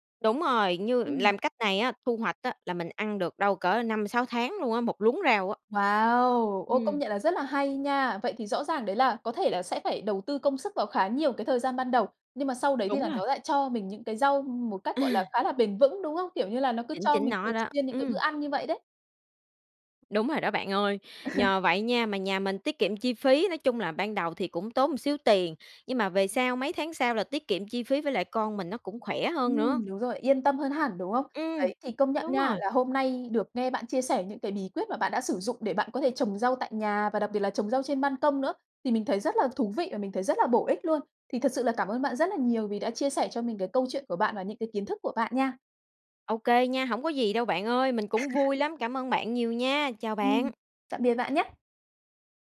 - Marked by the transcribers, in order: laugh; "một" said as "ừn"; tapping; laugh
- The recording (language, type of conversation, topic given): Vietnamese, podcast, Bạn có bí quyết nào để trồng rau trên ban công không?